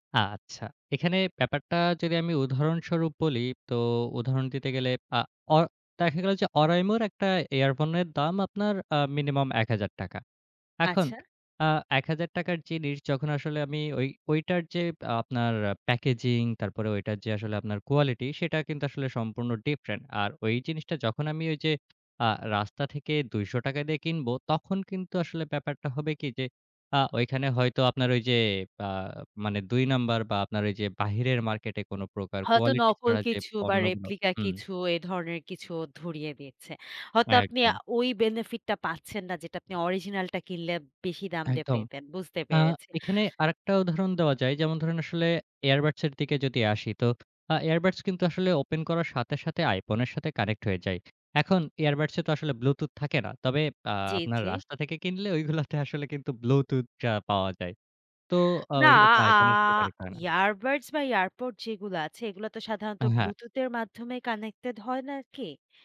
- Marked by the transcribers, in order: other background noise; laughing while speaking: "ঐগুলোতে আসলে"; drawn out: "আ"
- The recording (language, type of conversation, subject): Bengali, podcast, অ্যালগরিদম কীভাবে আপনার কন্টেন্ট পছন্দকে প্রভাবিত করে?